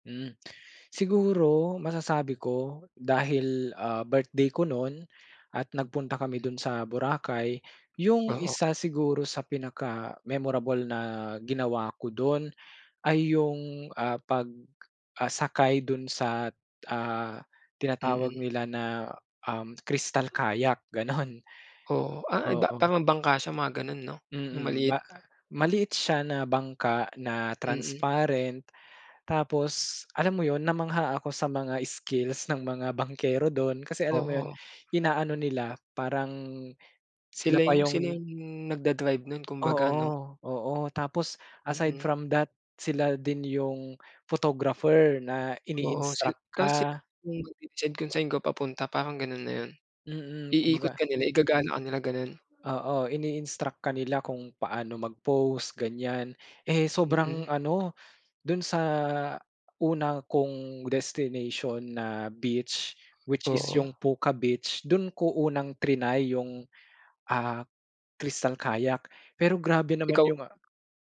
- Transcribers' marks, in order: other noise; laughing while speaking: "gano'n"; other background noise
- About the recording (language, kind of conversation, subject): Filipino, podcast, Maaari mo bang ikuwento ang paborito mong alaala sa paglalakbay?